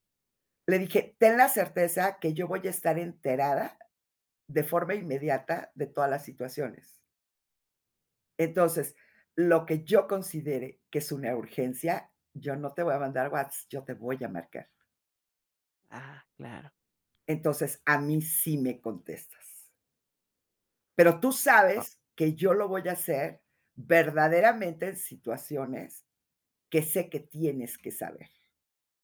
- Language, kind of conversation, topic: Spanish, podcast, ¿Cómo decides cuándo llamar en vez de escribir?
- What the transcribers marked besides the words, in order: tapping